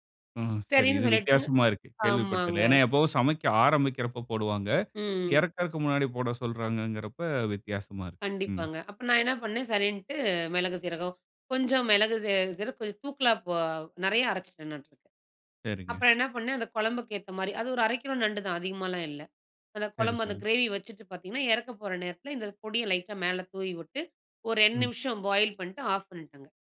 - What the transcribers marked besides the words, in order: drawn out: "ஆமாங்க"; other background noise; in English: "பாயில்"
- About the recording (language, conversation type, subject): Tamil, podcast, வீட்டுச் மசாலா கலவை உருவான பின்னணி